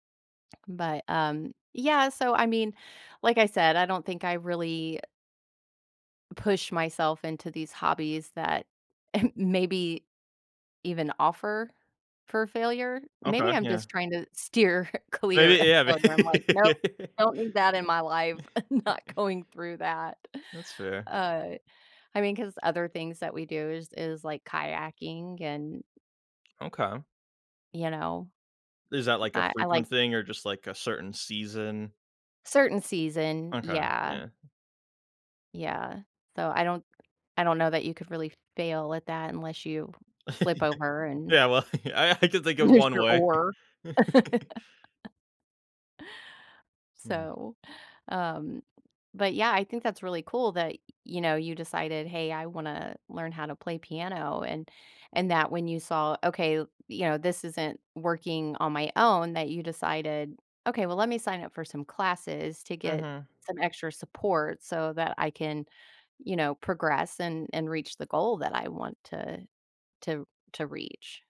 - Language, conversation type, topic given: English, unstructured, How can a hobby help me handle failure and track progress?
- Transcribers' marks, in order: chuckle; laughing while speaking: "steer clear of failure"; laughing while speaking: "Maybe yeah, ma yeah"; laughing while speaking: "I'm not going through that"; laugh; other background noise; tapping; chuckle; laughing while speaking: "well, y"; laughing while speaking: "lose your oar"; chuckle; inhale; chuckle